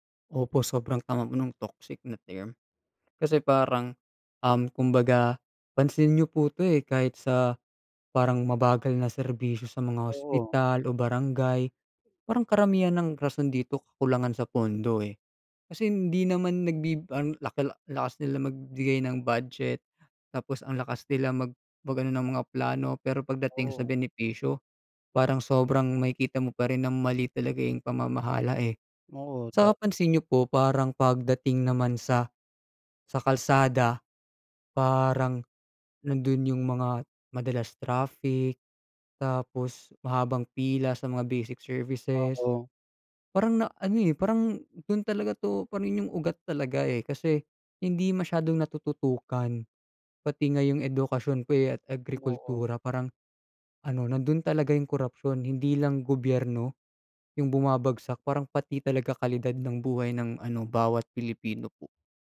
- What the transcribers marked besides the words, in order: in English: "basic services"; tapping
- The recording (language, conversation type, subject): Filipino, unstructured, Paano mo nararamdaman ang mga nabubunyag na kaso ng katiwalian sa balita?